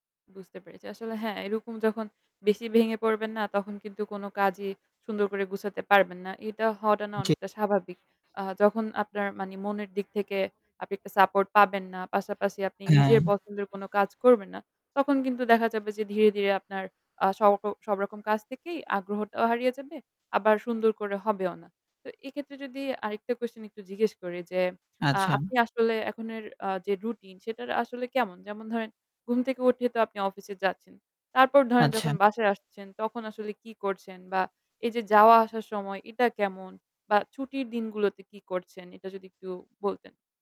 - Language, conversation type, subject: Bengali, advice, দৈনন্দিন রুটিনের মধ্যে আমার জীবন কেন নিরর্থক মনে হয়?
- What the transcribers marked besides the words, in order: static